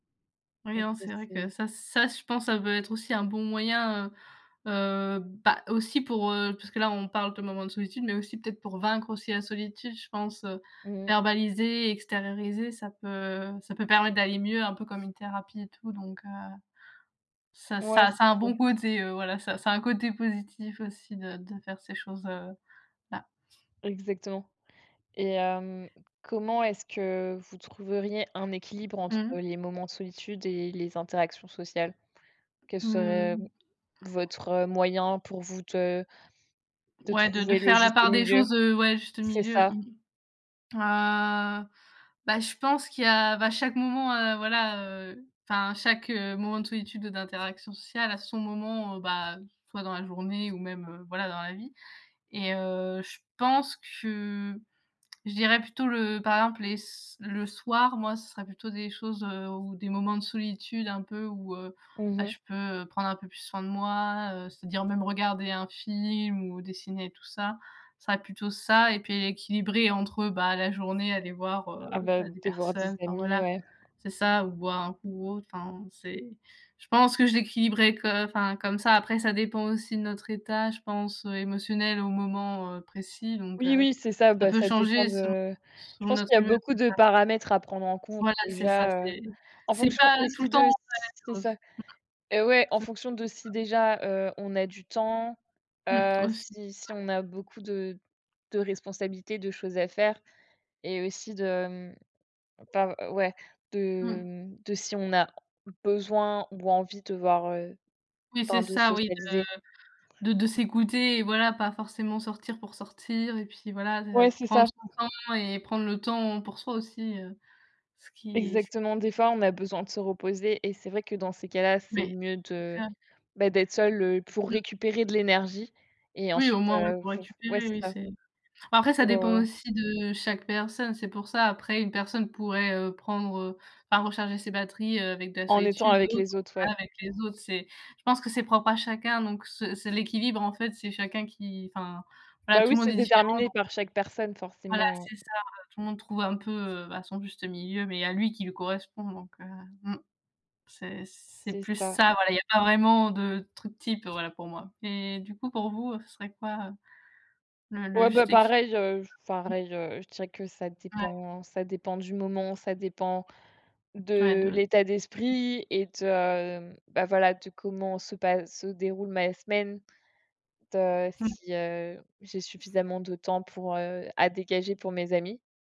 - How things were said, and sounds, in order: unintelligible speech; tapping; drawn out: "Ah"; other background noise; unintelligible speech; unintelligible speech
- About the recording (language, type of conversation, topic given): French, unstructured, Préférez-vous les activités de groupe ou les moments de solitude pour vous ressourcer ?